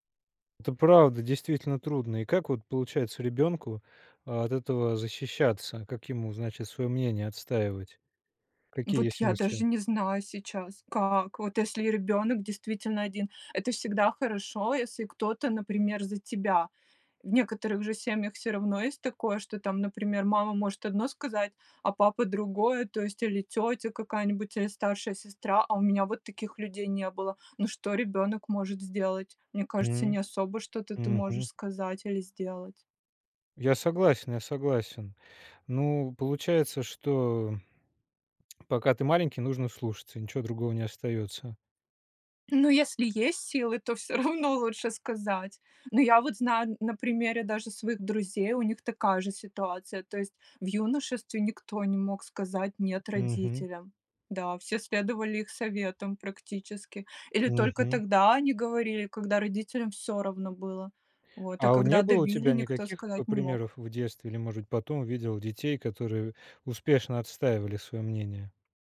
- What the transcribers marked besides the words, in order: tsk; laughing while speaking: "всё равно"; tapping
- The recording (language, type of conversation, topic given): Russian, podcast, Что делать, когда семейные ожидания расходятся с вашими мечтами?